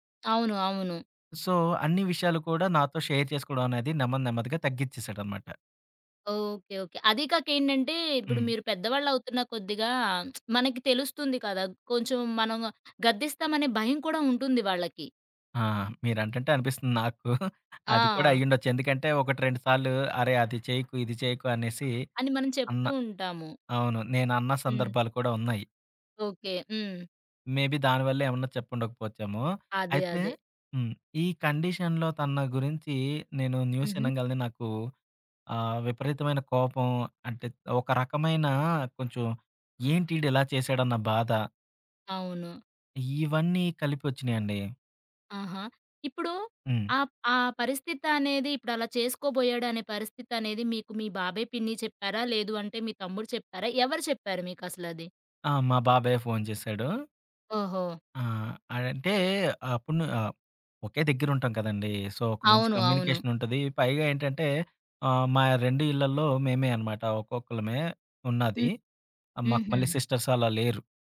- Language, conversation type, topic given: Telugu, podcast, బాధపడుతున్న బంధువుని ఎంత దూరం నుంచి ఎలా సపోర్ట్ చేస్తారు?
- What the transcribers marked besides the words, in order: in English: "సో"; tapping; in English: "షేర్"; lip smack; chuckle; in English: "మేబీ"; in English: "కండిషన్‌లో"; in English: "న్యూస్"; in English: "సో"